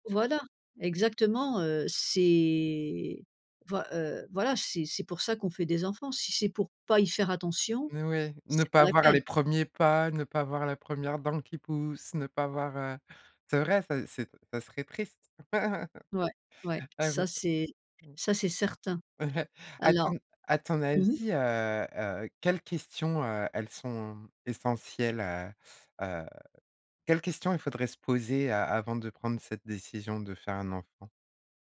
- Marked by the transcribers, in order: chuckle
- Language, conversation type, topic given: French, podcast, Comment décider si l’on veut avoir des enfants ou non ?